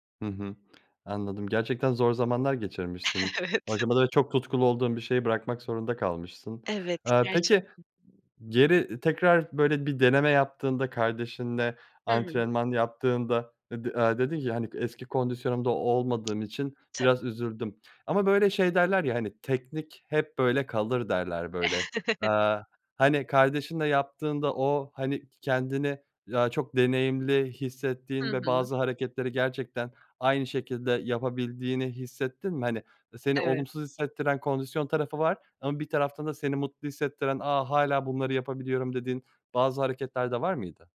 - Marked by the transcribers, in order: chuckle; laughing while speaking: "Evet"; tapping; chuckle
- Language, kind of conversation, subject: Turkish, podcast, Bıraktığın hangi hobiye yeniden başlamak isterdin?